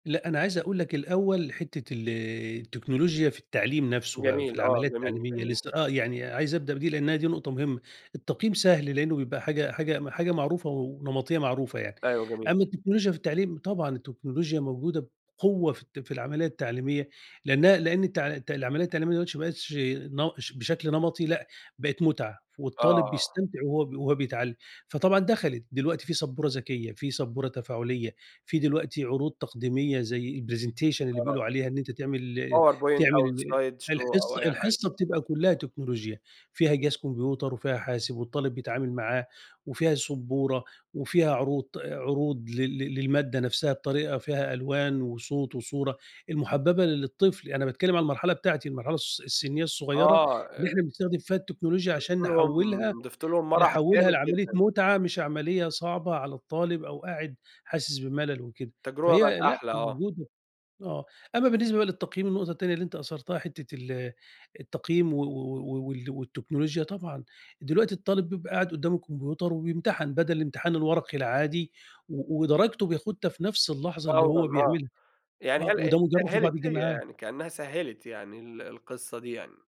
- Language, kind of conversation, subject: Arabic, podcast, إزاي التكنولوجيا هتغير شكل التعليم؟
- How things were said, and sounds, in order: other background noise; "دلوقتي" said as "دلوشتي"; in English: "الpresentation"; "عروض-" said as "عروط"